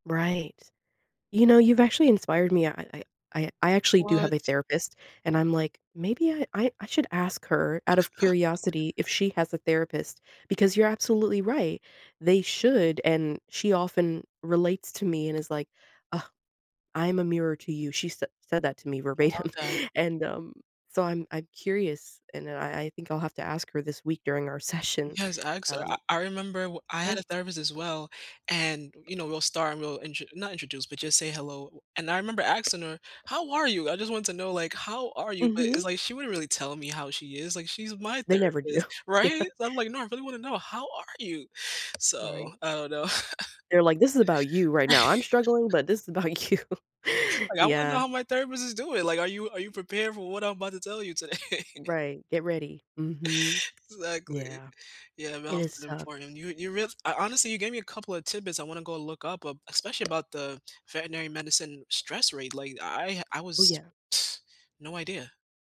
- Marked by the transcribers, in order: chuckle; tapping; laughing while speaking: "verbatim"; laughing while speaking: "session"; other background noise; laughing while speaking: "do, yeah"; chuckle; laugh; laughing while speaking: "about you"; laughing while speaking: "today?"; laugh; scoff
- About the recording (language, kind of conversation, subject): English, unstructured, How do you balance work and free time?